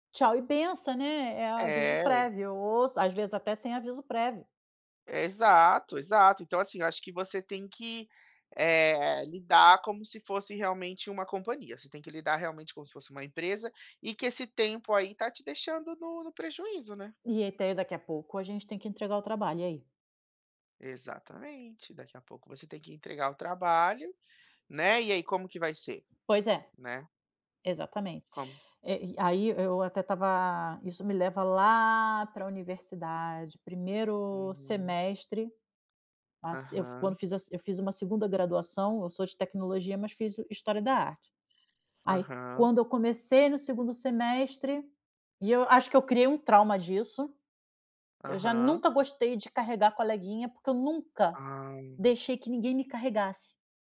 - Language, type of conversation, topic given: Portuguese, advice, Como posso viver alinhado aos meus valores quando os outros esperam algo diferente?
- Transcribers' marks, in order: tapping